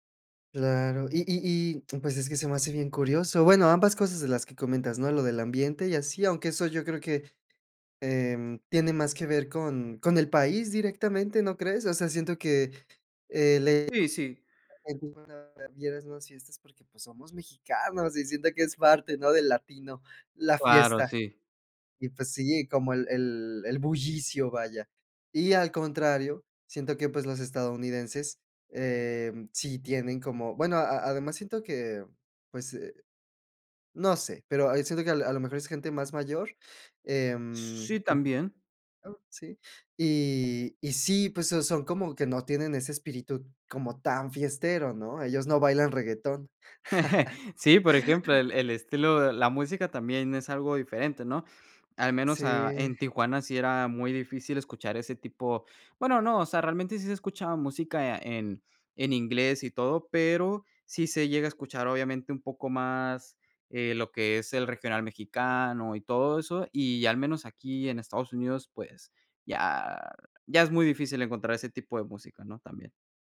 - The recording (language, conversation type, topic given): Spanish, podcast, ¿Qué cambio de ciudad te transformó?
- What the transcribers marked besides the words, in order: tapping; other background noise; unintelligible speech; unintelligible speech; chuckle; chuckle